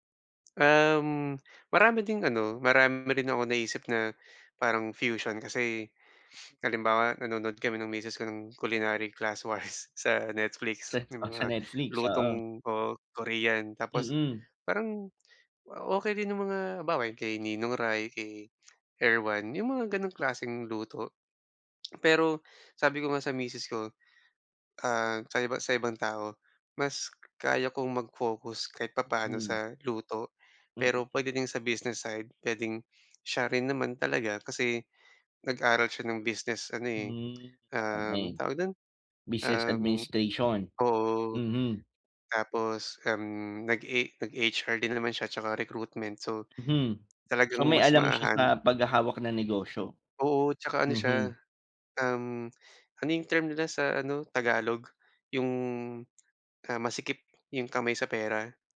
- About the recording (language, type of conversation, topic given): Filipino, advice, Paano ko mapapamahalaan ang limitadong pondo para mapalago ang negosyo?
- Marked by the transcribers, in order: in English: "fusion"; sniff; laughing while speaking: "classwise"; lip smack; unintelligible speech